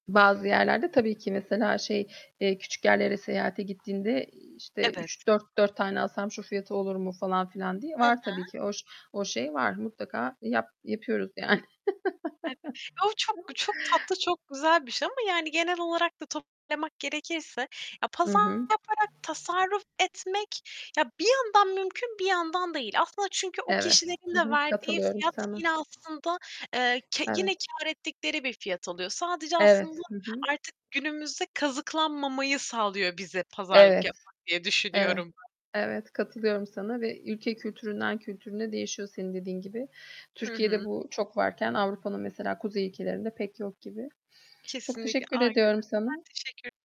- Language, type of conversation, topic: Turkish, unstructured, Pazarlık yaparak tasarruf etmek senin için ne kadar değerli?
- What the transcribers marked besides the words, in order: static; other background noise; distorted speech; laughing while speaking: "yani"; chuckle; tapping